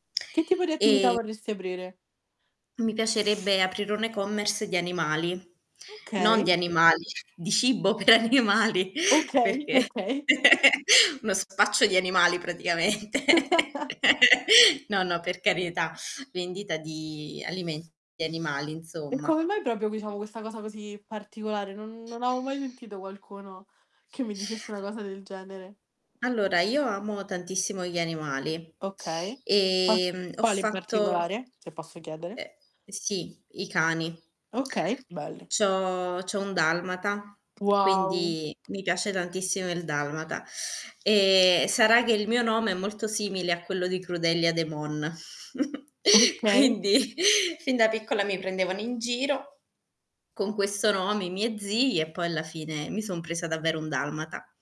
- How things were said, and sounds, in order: static; distorted speech; other background noise; tapping; bird; laughing while speaking: "cibo per animali"; laughing while speaking: "Okay, okay"; chuckle; laughing while speaking: "praticamente"; chuckle; drawn out: "di"; "proprio" said as "propio"; "particolare" said as "partiolare"; drawn out: "Non"; laughing while speaking: "aveo"; "avevo" said as "aveo"; drawn out: "ho"; chuckle; laughing while speaking: "Quindi"
- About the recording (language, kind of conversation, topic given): Italian, unstructured, Che cosa ti rende felice quando pensi al tuo futuro?